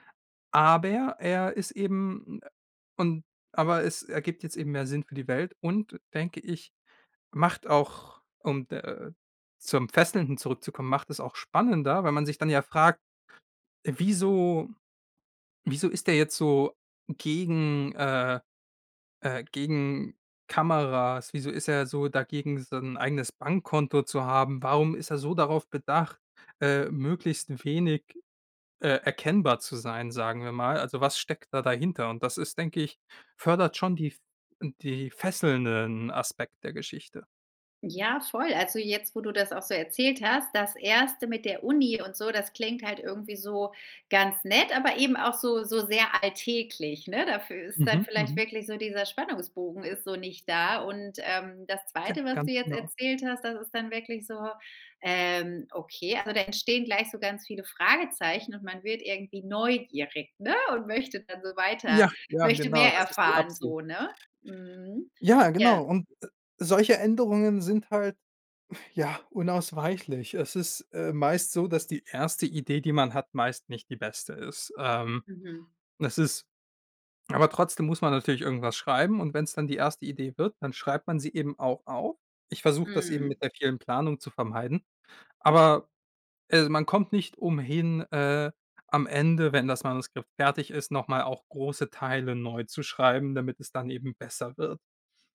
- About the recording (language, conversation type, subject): German, podcast, Was macht eine fesselnde Geschichte aus?
- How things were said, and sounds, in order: stressed: "Aber"